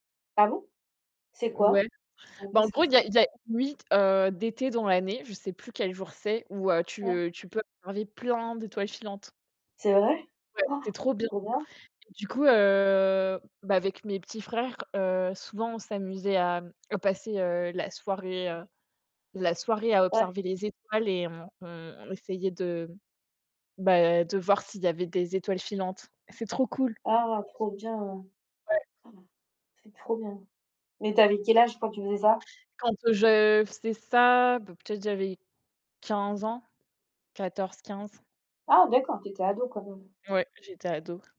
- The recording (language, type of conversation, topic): French, unstructured, Préférez-vous les soirées d’hiver au coin du feu ou les soirées d’été sous les étoiles ?
- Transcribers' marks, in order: stressed: "plein"; gasp; drawn out: "heu"; other background noise; gasp; distorted speech; tapping